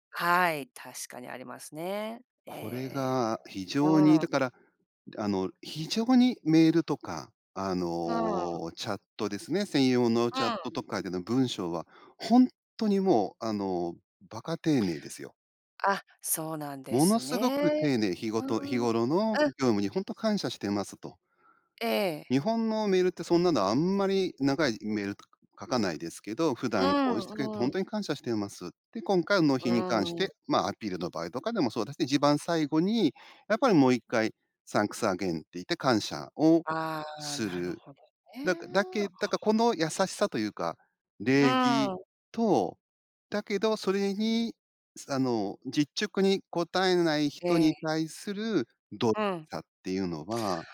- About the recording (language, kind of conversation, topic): Japanese, podcast, 率直さと礼儀のバランスはどう取ればよいですか？
- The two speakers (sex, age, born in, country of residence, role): female, 50-54, Japan, United States, host; male, 50-54, Japan, Japan, guest
- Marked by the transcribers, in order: in English: "サンクスアゲイン"